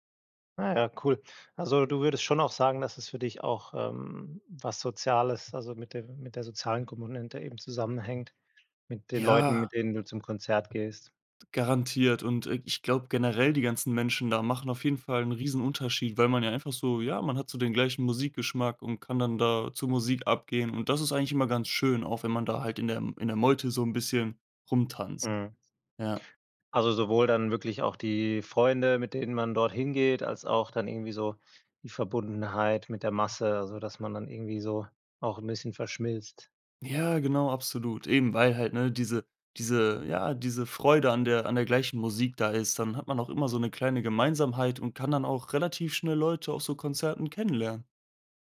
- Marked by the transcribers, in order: drawn out: "Ja"; tapping; "Gemeinsamkeit" said as "Gemeinsamheit"
- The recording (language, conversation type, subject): German, podcast, Was macht für dich ein großartiges Live-Konzert aus?